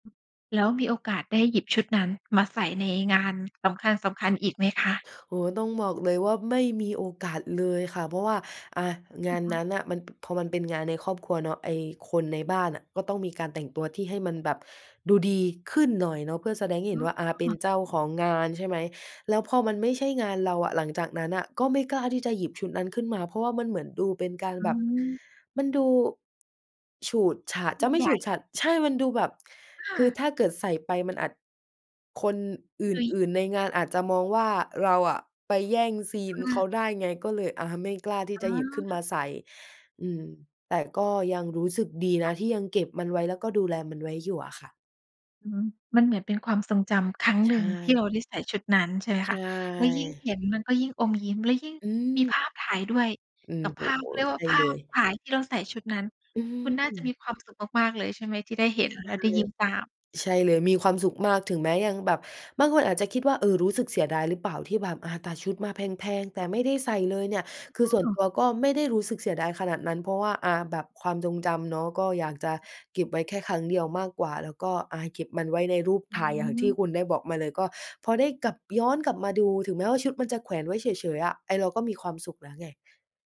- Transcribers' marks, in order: unintelligible speech; unintelligible speech
- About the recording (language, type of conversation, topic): Thai, podcast, สิ่งของชิ้นไหนในตู้เสื้อผ้าของคุณที่สำคัญที่สุด?